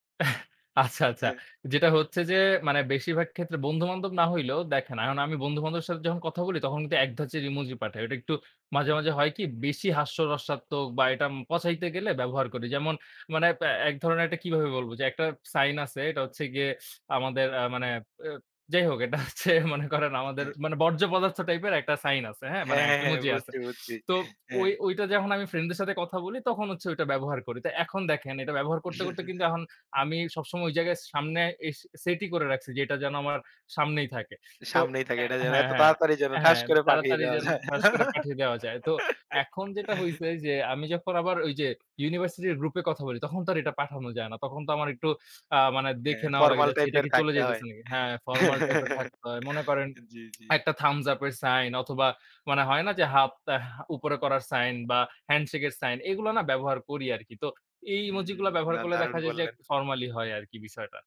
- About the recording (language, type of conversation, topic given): Bengali, podcast, ইমোজি কখন আর কেন ব্যবহার করো?
- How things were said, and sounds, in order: chuckle; laughing while speaking: "আচ্ছা, আচ্ছা"; chuckle; laughing while speaking: "এটা হচ্ছে মনে করেন আমাদের"; tapping; laughing while speaking: "হ্যাঁ, হ্যাঁ, হ্যাঁ, বুঝছি, বুঝছি, হ্যাঁ"; snort; chuckle; laughing while speaking: "পাঠিয়ে দেওয়া যায়"; giggle; giggle; "আরকি" said as "বিসয়টা"